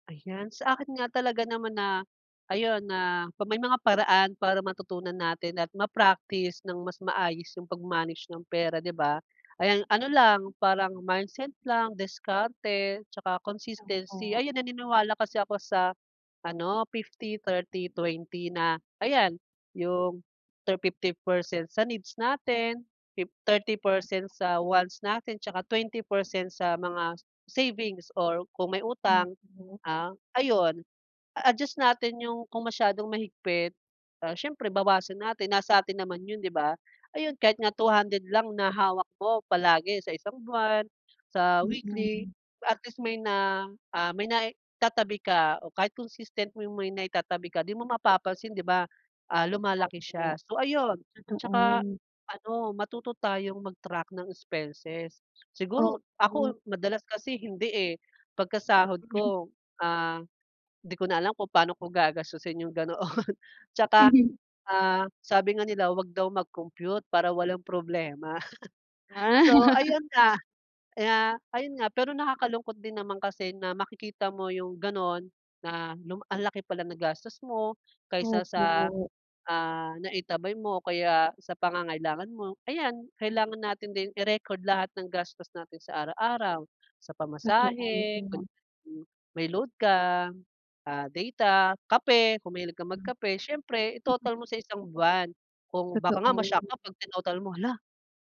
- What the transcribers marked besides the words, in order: chuckle; laughing while speaking: "ganoon"; laugh; laugh; laugh
- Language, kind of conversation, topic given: Filipino, unstructured, Bakit parang mahirap mag-ipon kahit may kita?